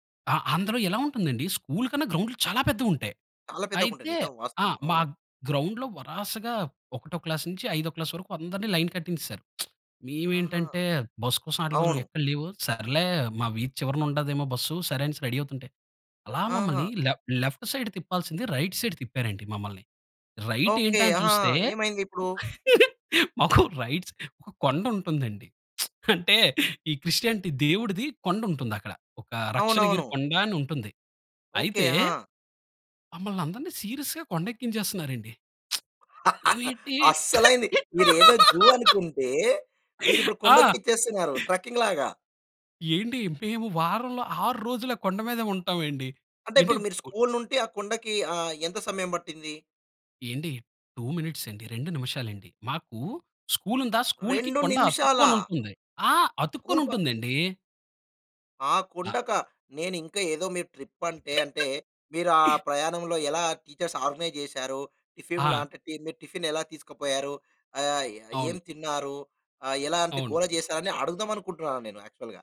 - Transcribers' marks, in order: "అందులో" said as "అందలో"; in English: "లైన్"; lip smack; in English: "రెడీ"; in English: "లె లెఫ్ట్ సైడ్"; in English: "రైట్ సైడ్"; chuckle; lip smack; chuckle; in English: "క్రిస్టియానిటి"; laugh; stressed: "అస్సలైంది"; in English: "జూ"; in English: "సీరియస్‌గా"; lip smack; in English: "ట్రకింగ్‌లాగా"; laugh; in English: "స్కూల్"; in English: "టూ మినిట్స్"; in English: "స్కూల్"; in English: "స్కూల్‌కి"; surprised: "రెండు నిమిషాలా!"; in English: "స్కూల్"; in English: "ట్రిప్"; chuckle; in English: "టీచర్స్ ఆర్గనైజ్"; in English: "టిఫిన్"; in English: "యాక్చువల్‌గా"
- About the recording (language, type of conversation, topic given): Telugu, podcast, నీ చిన్ననాటి పాఠశాల విహారయాత్రల గురించి నీకు ఏ జ్ఞాపకాలు గుర్తున్నాయి?